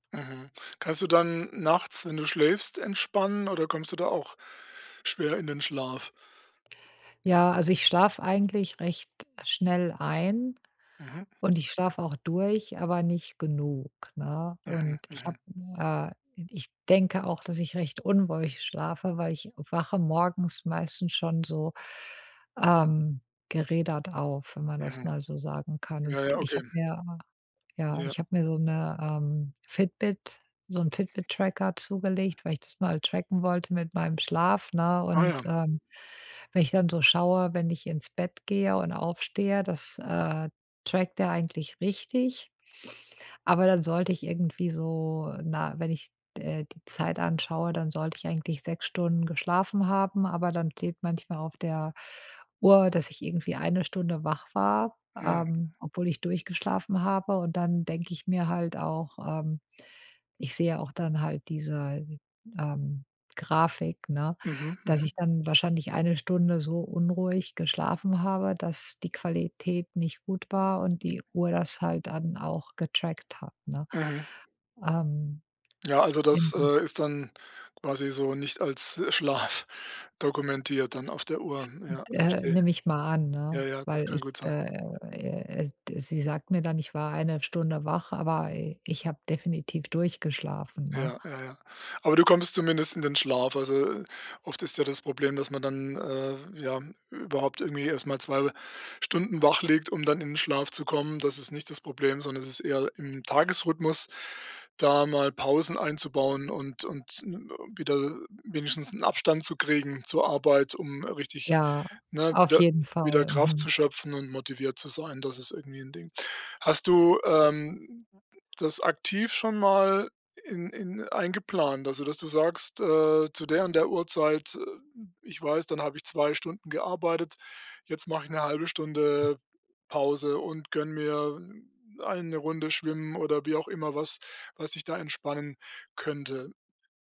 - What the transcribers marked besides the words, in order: laughing while speaking: "Schlaf"; other background noise
- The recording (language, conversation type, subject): German, advice, Wie kann ich zuhause besser entspannen und vom Stress abschalten?